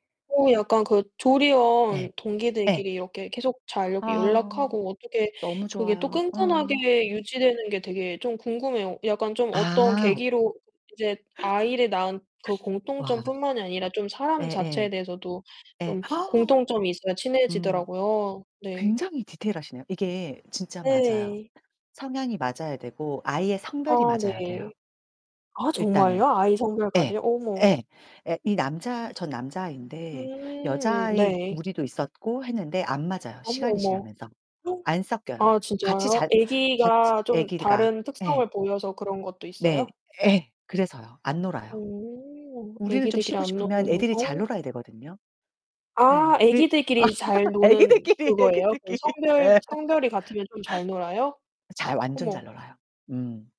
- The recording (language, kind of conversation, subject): Korean, unstructured, 우울할 때 주로 어떤 생각이 드나요?
- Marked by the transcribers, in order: other background noise; laugh; distorted speech; drawn out: "이게"; laugh; laughing while speaking: "애기들끼리 애기들끼리. 예"; laugh